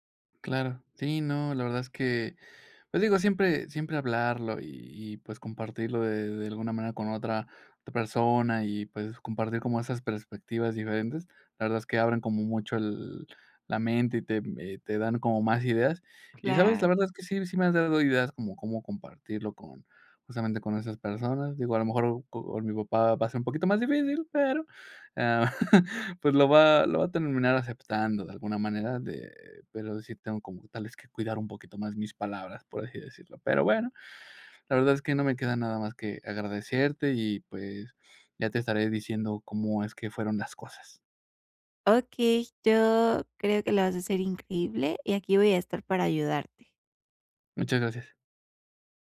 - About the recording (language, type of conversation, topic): Spanish, advice, ¿Cómo puedo compartir mis logros sin parecer que presumo?
- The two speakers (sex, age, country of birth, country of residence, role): female, 25-29, Mexico, Mexico, advisor; male, 30-34, Mexico, Mexico, user
- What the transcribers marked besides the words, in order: other background noise; chuckle